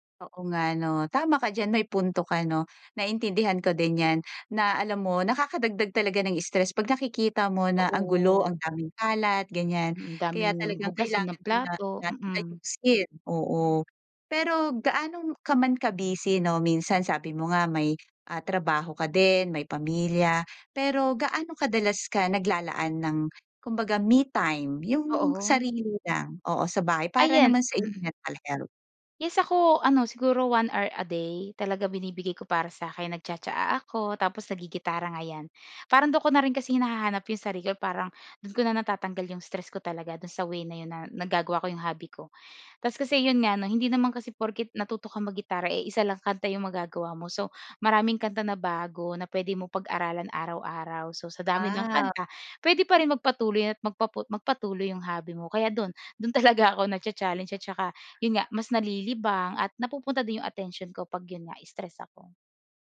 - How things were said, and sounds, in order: none
- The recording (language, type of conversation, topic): Filipino, podcast, Paano mo pinapawi ang stress sa loob ng bahay?